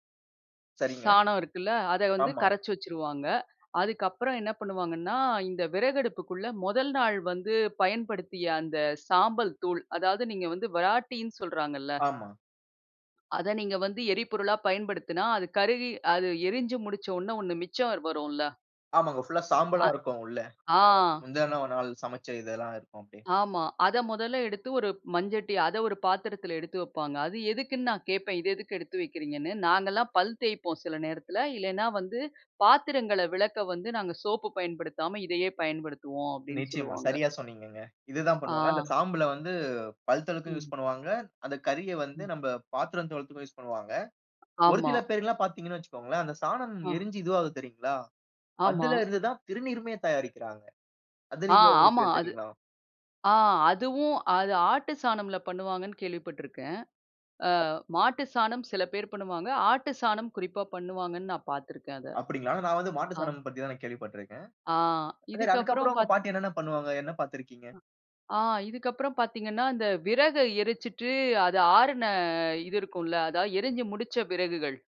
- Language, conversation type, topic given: Tamil, podcast, சமையலைத் தொடங்குவதற்கு முன் உங்கள் வீட்டில் கடைப்பிடிக்கும் மரபு என்ன?
- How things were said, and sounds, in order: other background noise; unintelligible speech; other noise